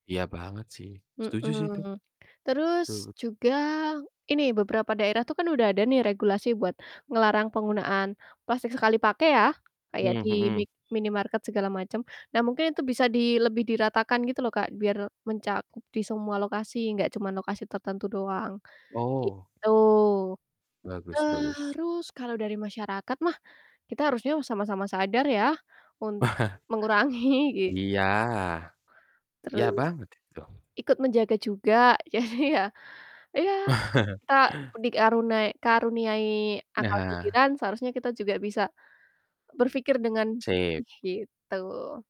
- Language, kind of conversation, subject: Indonesian, unstructured, Apa pendapatmu tentang perilaku orang yang sering membuang sampah plastik sembarangan?
- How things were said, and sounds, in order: static; other background noise; distorted speech; laughing while speaking: "Wah"; laughing while speaking: "mengurangi"; laughing while speaking: "jadi"; chuckle